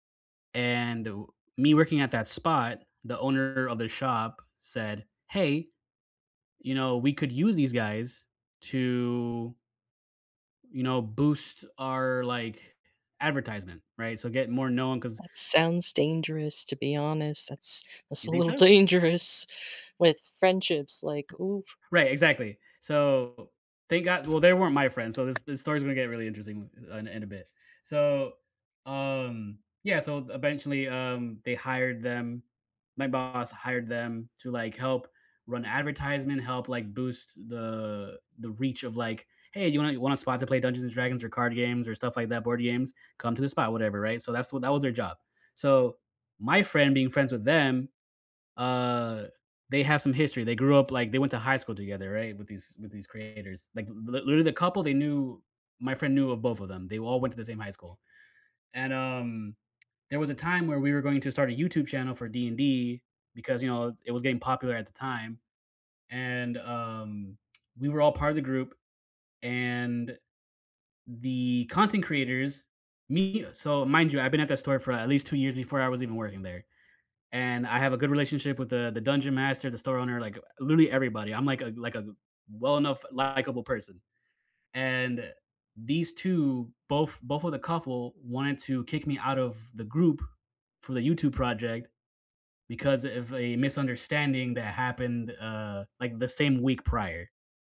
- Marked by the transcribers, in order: drawn out: "to"; laughing while speaking: "little dangerous"; other background noise; tapping
- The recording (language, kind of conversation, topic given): English, unstructured, What worries you most about losing a close friendship because of a misunderstanding?
- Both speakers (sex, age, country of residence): male, 30-34, United States; male, 35-39, United States